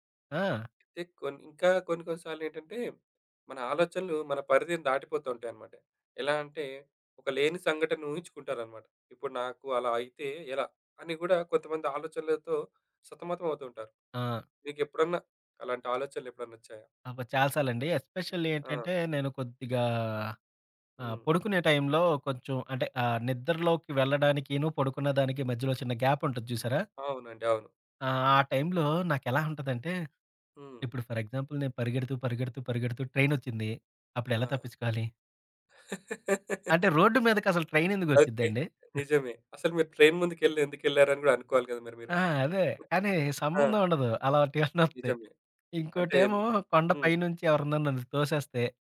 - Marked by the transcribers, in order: tapping; in English: "ఎస్పెషల్లీ"; in English: "ఫర్ ఎగ్జాంపుల్"; laugh; other background noise; in English: "ట్రైన్"; chuckle
- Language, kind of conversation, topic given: Telugu, podcast, ఆలోచనలు వేగంగా పరుగెత్తుతున్నప్పుడు వాటిని ఎలా నెమ్మదింపచేయాలి?